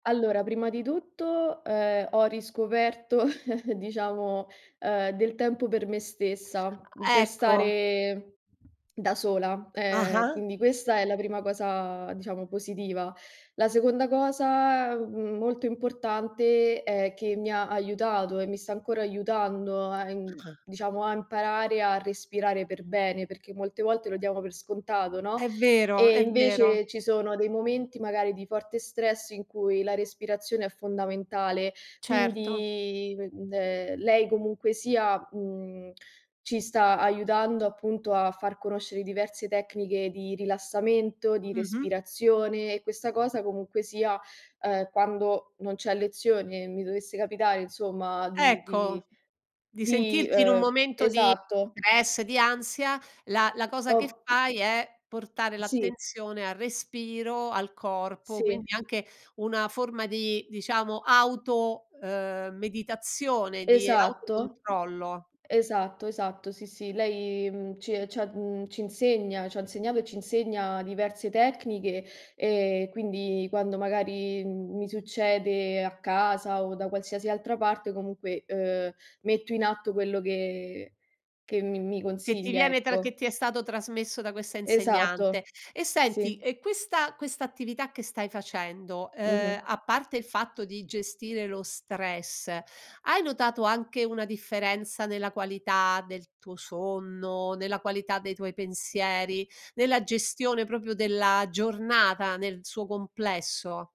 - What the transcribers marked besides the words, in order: chuckle; other noise; tapping; other background noise; "proprio" said as "propio"
- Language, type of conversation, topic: Italian, podcast, Qual è un’attività che ti rilassa davvero e perché?